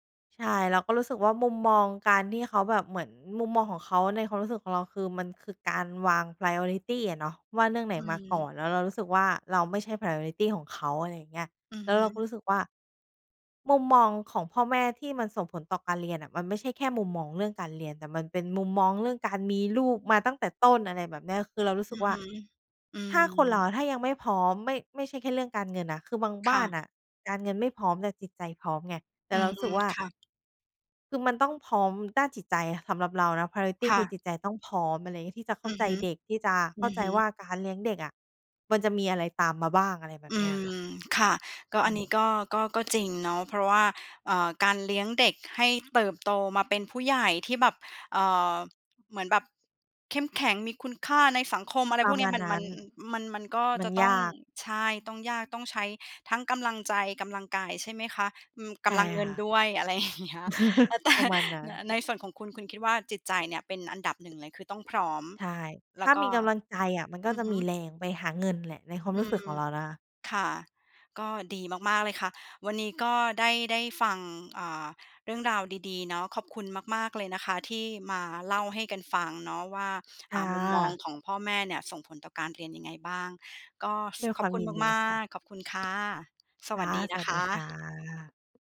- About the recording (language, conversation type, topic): Thai, podcast, มุมมองของพ่อแม่ส่งผลต่อการเรียนของคุณอย่างไรบ้าง?
- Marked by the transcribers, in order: in English: "priority"; in English: "priority"; other background noise; in English: "priority"; laughing while speaking: "อย่างเงี้ย"; chuckle; laughing while speaking: "แต่"; tapping